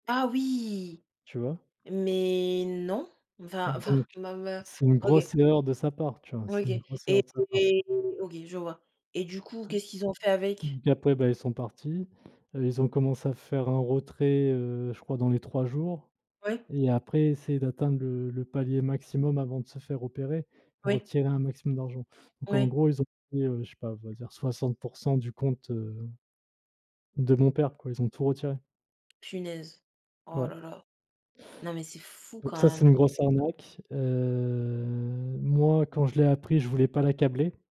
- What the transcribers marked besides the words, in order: tapping; other background noise; stressed: "fou"; drawn out: "heu"
- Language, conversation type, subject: French, unstructured, Comment réagir quand on se rend compte qu’on s’est fait arnaquer ?